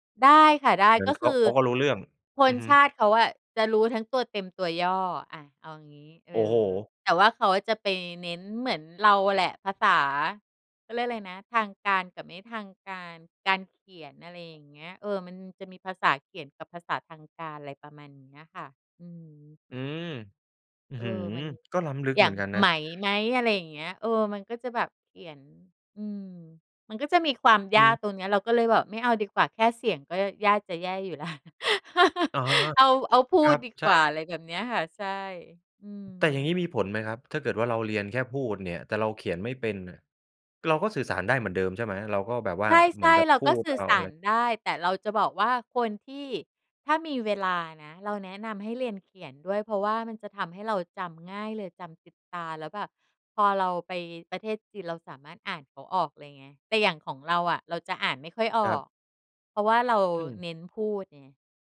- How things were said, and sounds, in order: laugh
- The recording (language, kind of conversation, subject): Thai, podcast, ถ้าอยากเริ่มเรียนทักษะใหม่ตอนโต ควรเริ่มอย่างไรดี?